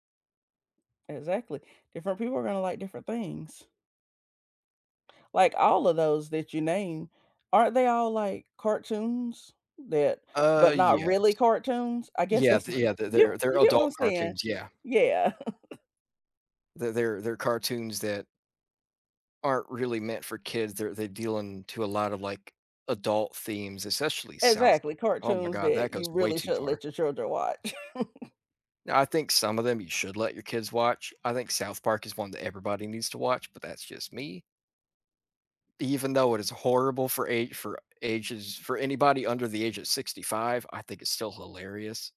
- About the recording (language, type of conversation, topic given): English, unstructured, What’s your current comfort TV show, why does it feel soothing, and what memories or rituals do you associate with it?
- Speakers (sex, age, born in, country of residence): female, 45-49, United States, United States; male, 20-24, United States, United States
- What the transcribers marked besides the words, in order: tapping; laughing while speaking: "that's what"; chuckle; chuckle